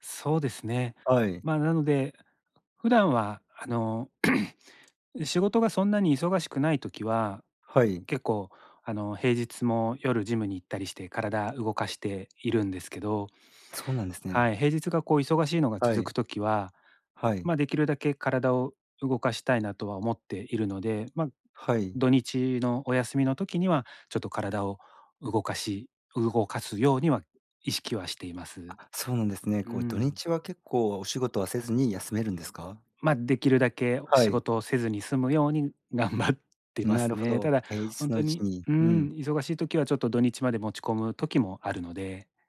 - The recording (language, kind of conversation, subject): Japanese, advice, ストレスや疲れが続くとき、日常生活をどう乗り切ればよいですか？
- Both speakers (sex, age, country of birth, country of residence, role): male, 40-44, Japan, Japan, advisor; male, 45-49, Japan, Japan, user
- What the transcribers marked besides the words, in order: throat clearing